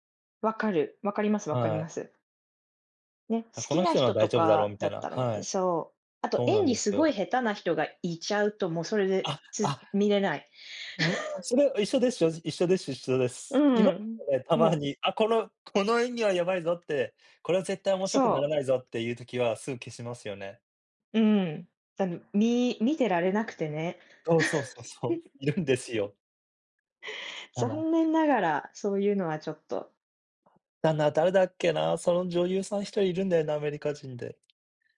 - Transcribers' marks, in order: laugh; laugh; other background noise; tapping
- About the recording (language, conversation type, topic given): Japanese, unstructured, 今までに観た映画の中で、特に驚いた展開は何ですか？